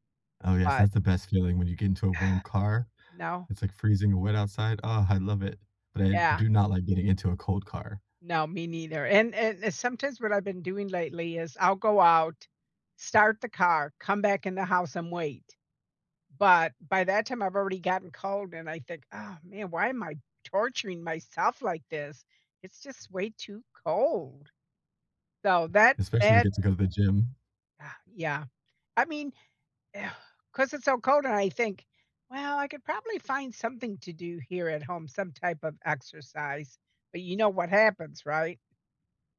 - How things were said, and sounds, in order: sigh; other background noise
- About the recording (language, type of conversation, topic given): English, unstructured, What goal have you set that made you really happy?